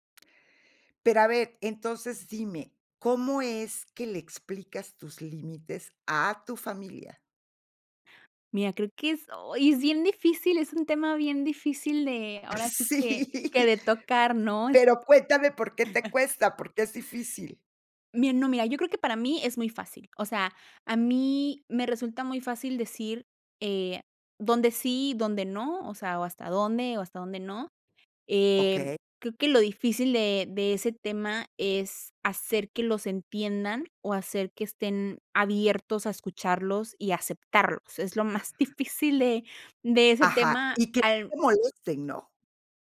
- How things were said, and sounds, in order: tapping; other background noise; laughing while speaking: "Sí"; chuckle
- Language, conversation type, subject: Spanish, podcast, ¿Cómo explicas tus límites a tu familia?